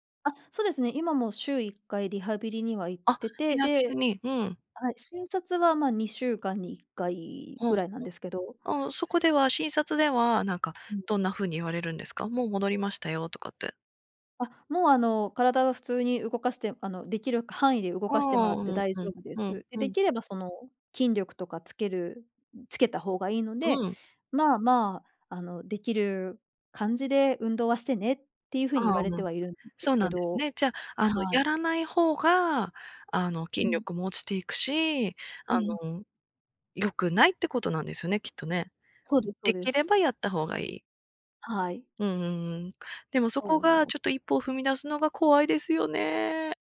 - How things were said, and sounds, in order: tapping
- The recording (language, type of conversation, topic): Japanese, advice, 事故や失敗の後、特定の行動が怖くなったことを説明できますか？